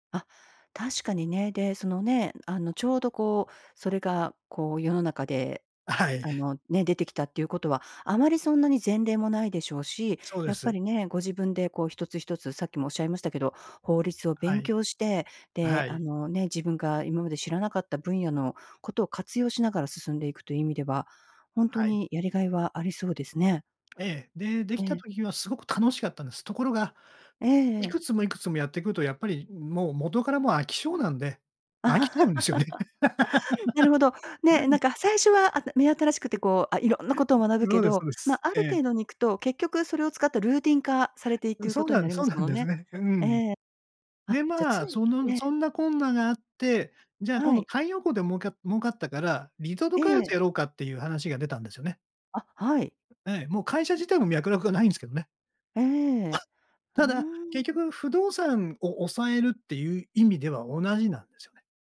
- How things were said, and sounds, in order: laugh; laugh; other noise; unintelligible speech
- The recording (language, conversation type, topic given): Japanese, podcast, 仕事で『これが自分だ』と感じる瞬間はありますか？